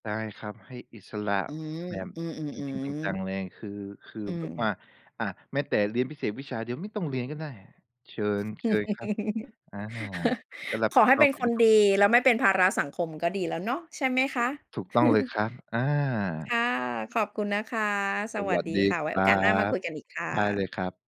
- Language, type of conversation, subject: Thai, podcast, ที่บ้านคาดหวังเรื่องการศึกษาเยอะขนาดไหน?
- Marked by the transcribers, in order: laugh; laugh